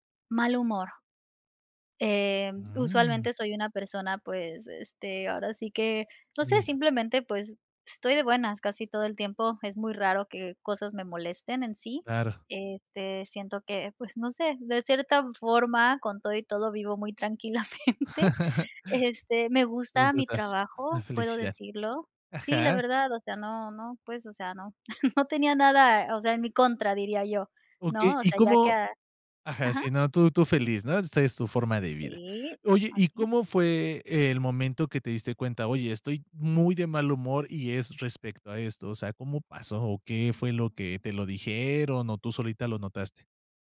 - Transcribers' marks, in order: laugh; chuckle; chuckle
- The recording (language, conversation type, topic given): Spanish, podcast, ¿Qué señales notas cuando empiezas a sufrir agotamiento laboral?